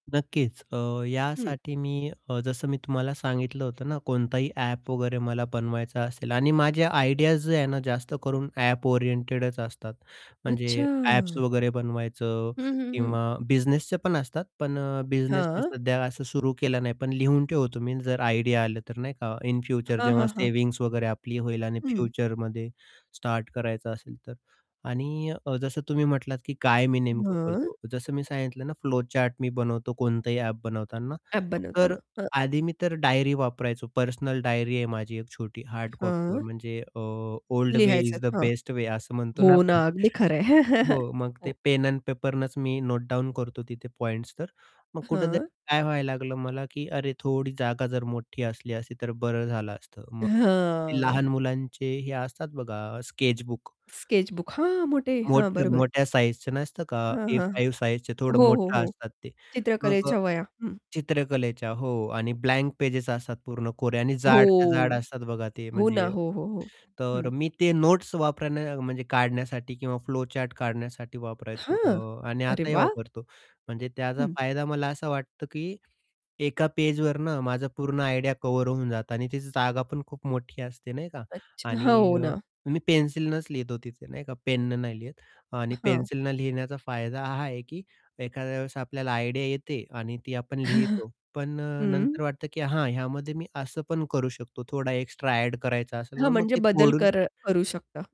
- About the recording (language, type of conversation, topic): Marathi, podcast, काहीही सुचत नसताना तुम्ही नोंदी कशा टिपता?
- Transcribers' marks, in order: tapping; in English: "आयडियाज"; in English: "ओरिएंटेडच"; static; in English: "आयडिया"; in English: "ओल्ड वे इज द बेस्ट वे"; chuckle; in English: "नोटडाउन"; drawn out: "हं"; in English: "स्केच बुक"; distorted speech; in English: "नोट्स"; in English: "आयडिया"; in English: "आयडिया"; chuckle